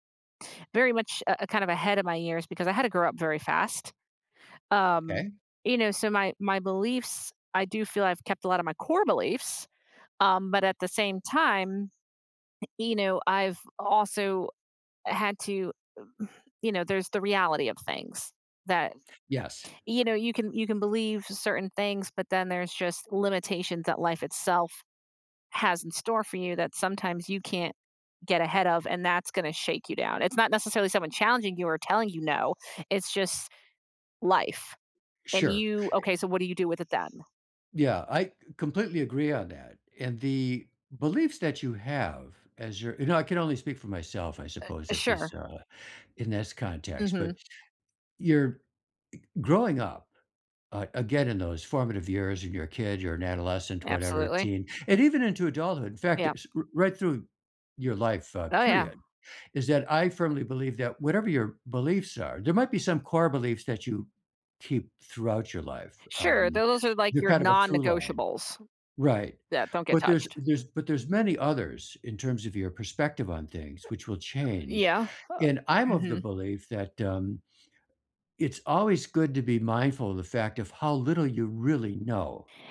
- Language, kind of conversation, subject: English, unstructured, How can I cope when my beliefs are challenged?
- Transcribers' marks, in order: other background noise; other noise